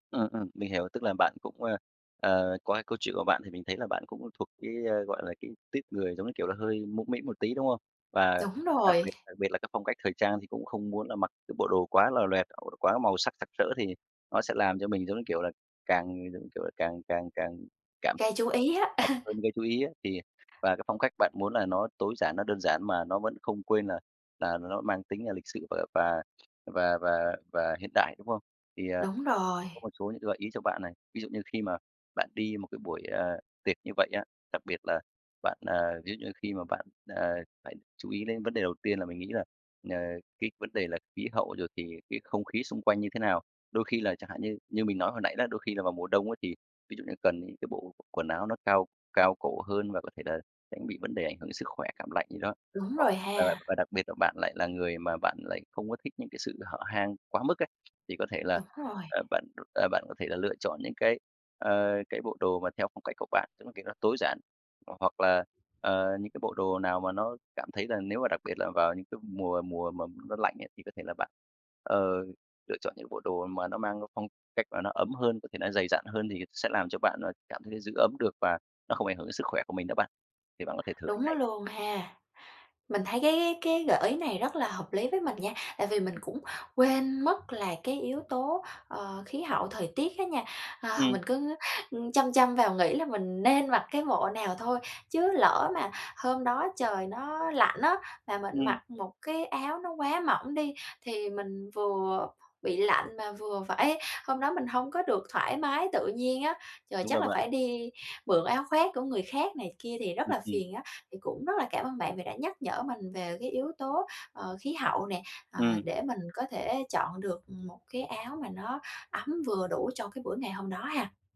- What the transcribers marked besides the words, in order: tapping; unintelligible speech; chuckle; other background noise
- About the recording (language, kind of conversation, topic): Vietnamese, advice, Bạn có thể giúp mình chọn trang phục phù hợp cho sự kiện sắp tới được không?